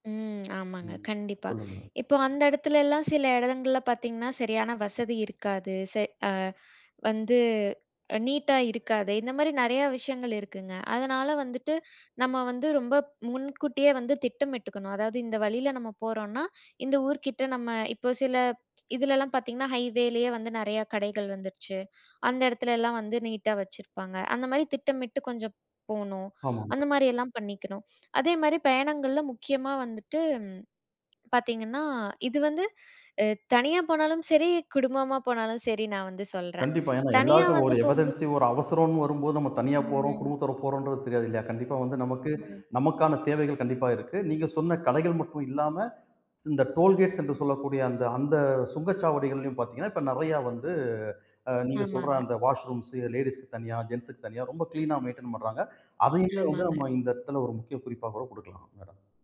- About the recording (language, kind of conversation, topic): Tamil, podcast, தனியாகப் பயணம் செய்ய விரும்புகிறவர்களுக்கு நீங்கள் சொல்லும் மிக முக்கியமான குறிப்பு என்ன?
- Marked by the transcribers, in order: lip smack; tsk; in English: "ஹைவேலேயே"; other noise; in English: "எமர்ஜென்சி"; in English: "டோல்கேட்ஸ்"; in English: "வாஷ் ரூம்ஸ்"; in English: "கிளீனா மெயின்டெயின்"; unintelligible speech